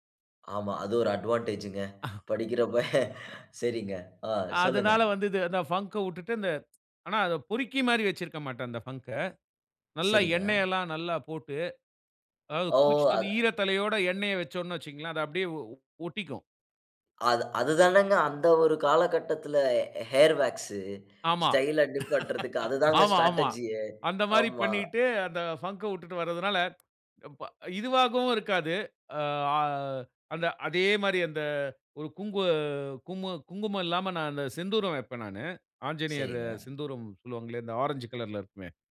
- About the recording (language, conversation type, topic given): Tamil, podcast, தனித்துவமான ஒரு அடையாள தோற்றம் உருவாக்கினாயா? அதை எப்படி உருவாக்கினாய்?
- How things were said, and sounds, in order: in English: "அட்வான்டேஜ்ங்க"; chuckle; other background noise; laughing while speaking: "படிக்கிறப்ப"; in English: "ஃபங்க்‌க"; in English: "ஃபங்க்‌க"; in English: "ஹேர் வேக்ஸ்"; laughing while speaking: "ஸ்டைல்‌லா நிப்பாட்டுறதுக்கு அதுதாங்க ஸ்ட்ராட்ஜியே. ஆமா"; laughing while speaking: "ஆமா, ஆமா"; in English: "ஸ்ட்ராட்ஜியே"; in English: "ஃபங்க்‌க"; tapping; drawn out: "அ அ"; "செந்தூரம்" said as "சிந்தூரம்"